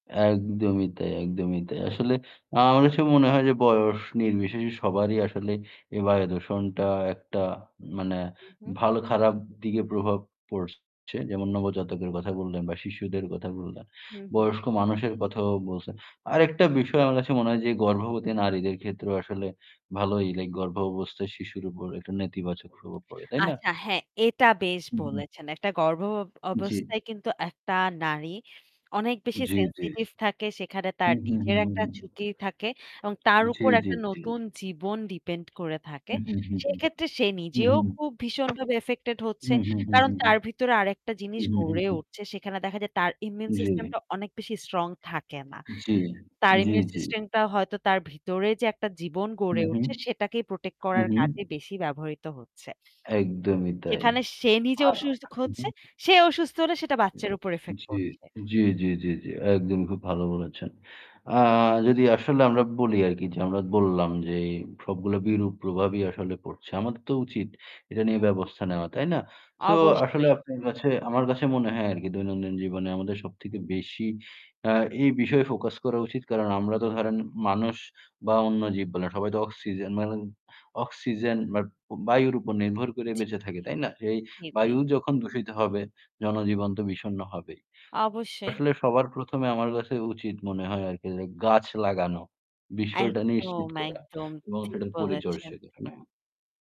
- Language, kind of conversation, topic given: Bengali, unstructured, শহরের বায়ু দূষণ আমাদের দৈনন্দিন জীবনকে কীভাবে প্রভাবিত করে?
- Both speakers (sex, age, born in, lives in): female, 20-24, Bangladesh, Bangladesh; male, 20-24, Bangladesh, Bangladesh
- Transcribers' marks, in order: static; other background noise; "অসুস্থ" said as "অসুসখ"; unintelligible speech